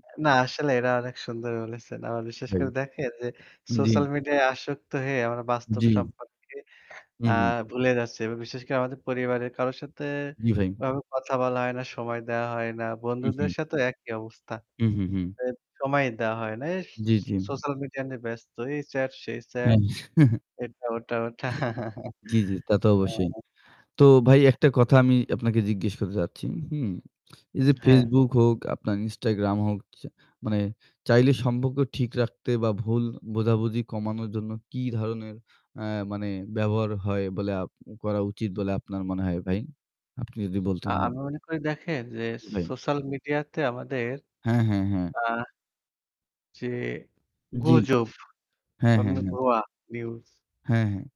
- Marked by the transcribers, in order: static; chuckle
- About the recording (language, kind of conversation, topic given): Bengali, unstructured, সোশ্যাল মিডিয়া আমাদের সম্পর্ককে কীভাবে প্রভাবিত করে?